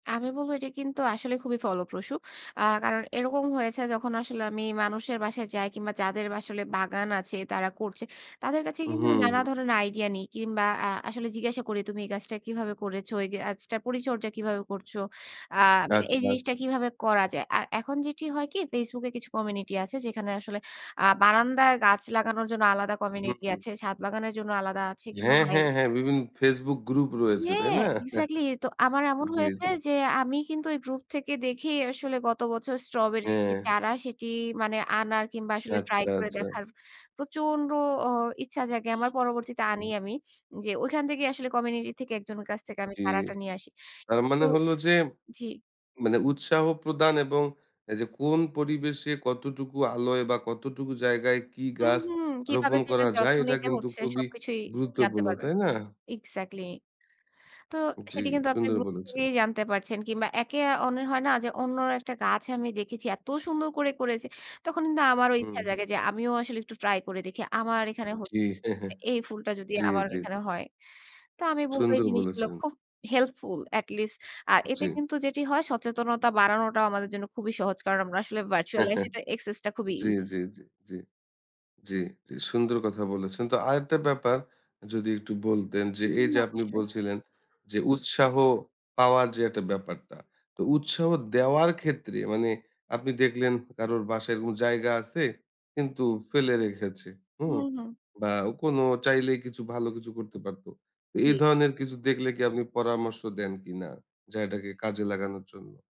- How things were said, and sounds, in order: tapping; chuckle; other background noise; horn; unintelligible speech; chuckle; in English: "virtual life"; chuckle; in English: "access"; background speech
- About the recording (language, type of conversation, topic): Bengali, podcast, বাড়িতে ছোট্ট বাগান করে কীভাবে শাকসবজি লাগাতে পারি?
- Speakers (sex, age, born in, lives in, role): female, 25-29, Bangladesh, Bangladesh, guest; male, 30-34, Bangladesh, Bangladesh, host